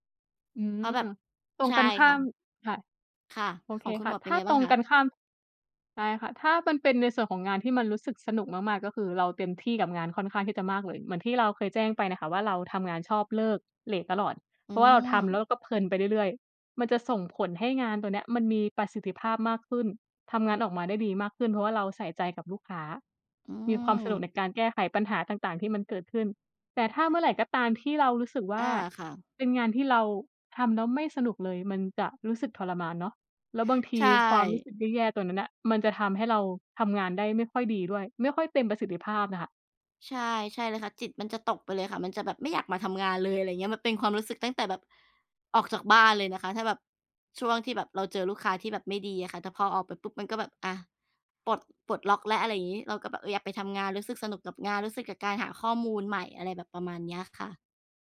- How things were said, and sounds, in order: other background noise
- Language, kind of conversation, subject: Thai, unstructured, คุณทำส่วนไหนของงานแล้วรู้สึกสนุกที่สุด?